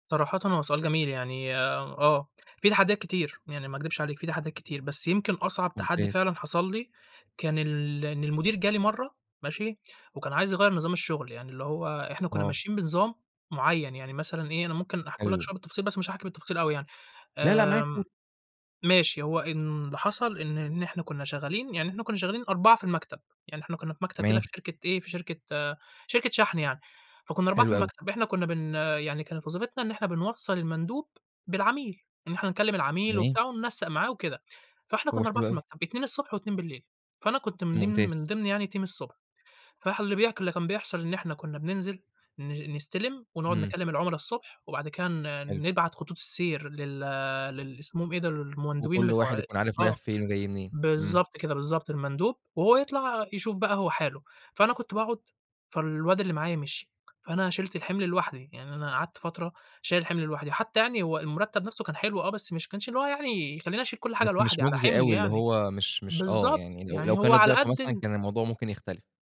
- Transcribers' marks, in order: in English: "team"
- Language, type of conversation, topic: Arabic, podcast, إيه أصعب تحدّي قابلَك في الشغل؟